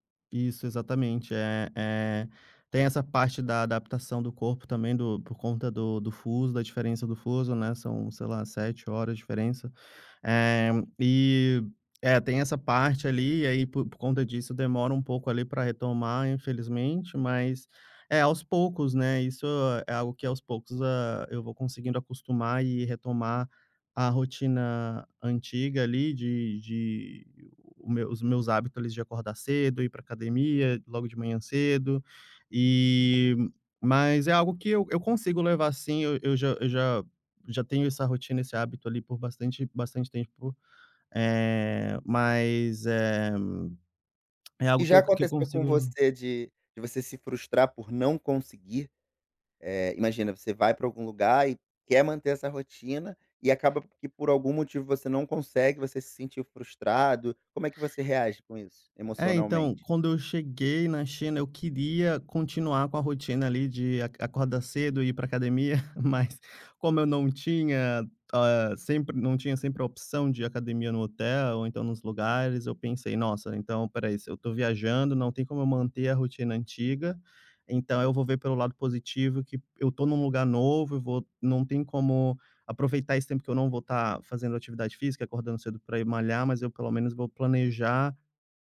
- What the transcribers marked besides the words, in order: tapping; other background noise; chuckle
- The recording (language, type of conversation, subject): Portuguese, podcast, Como você lida com recaídas quando perde a rotina?